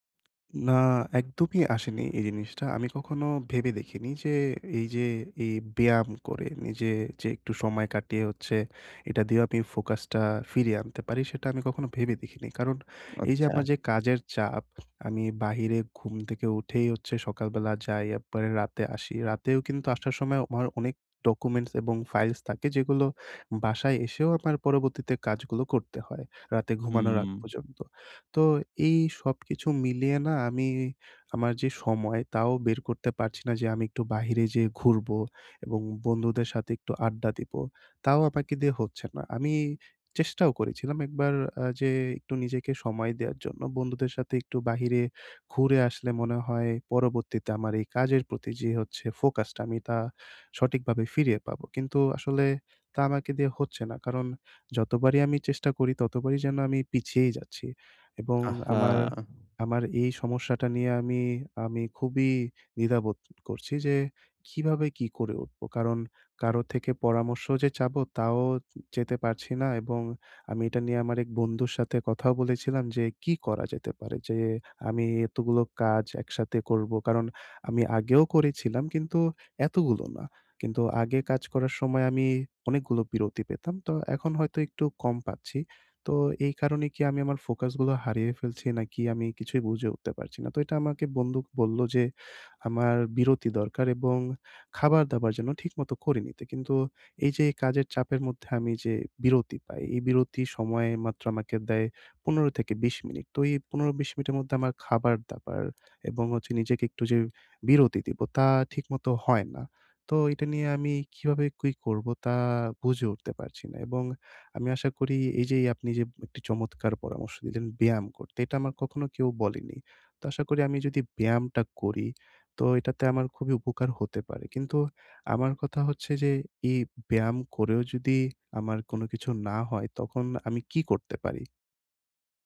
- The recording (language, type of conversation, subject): Bengali, advice, আপনি উদ্বিগ্ন হলে কীভাবে দ্রুত মনোযোগ ফিরিয়ে আনতে পারেন?
- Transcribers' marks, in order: tapping; "একবারে" said as "আপ্পারে"; "চাইতে" said as "চেতে"; "মধ্যে" said as "মদ্দে"; "কি" said as "কুই"